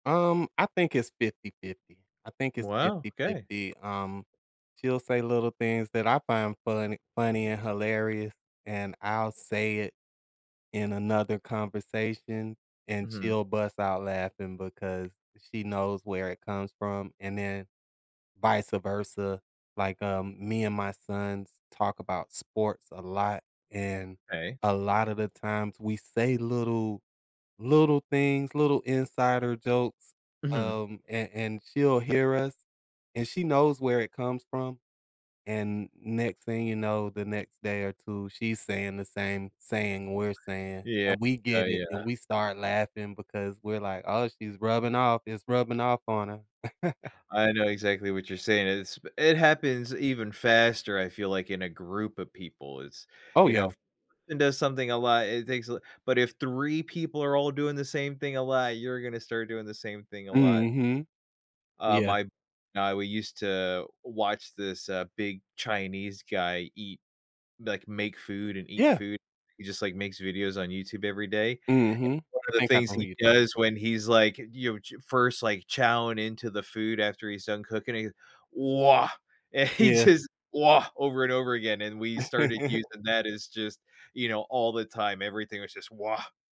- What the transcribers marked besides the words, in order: chuckle; unintelligible speech; laughing while speaking: "and he just"; other background noise; laugh
- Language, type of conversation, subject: English, unstructured, What’s a funny or odd habit you picked up from a partner or friend that stuck with you?